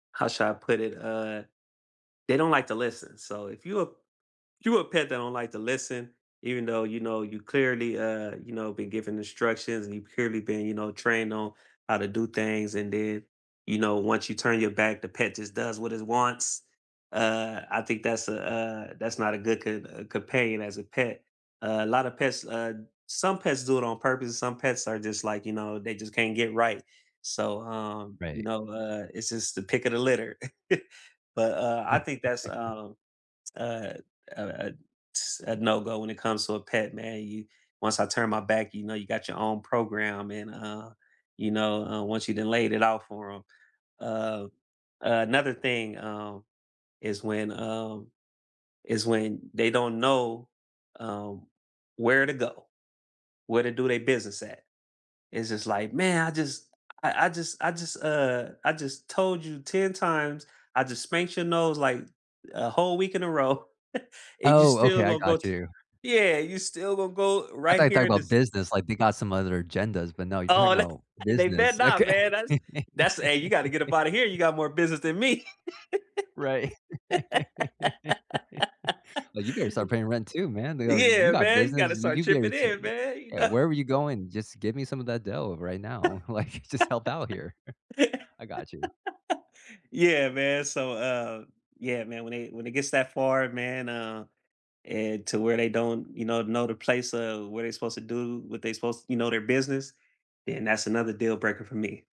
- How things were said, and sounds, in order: chuckle; chuckle; chuckle; laughing while speaking: "Oh, and they better not, man. That's"; unintelligible speech; laughing while speaking: "Okay"; laugh; other background noise; laugh; laugh; unintelligible speech; laughing while speaking: "you kno"; tapping; laugh; laughing while speaking: "like, just help out here"
- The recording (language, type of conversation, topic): English, unstructured, What makes a pet a good companion?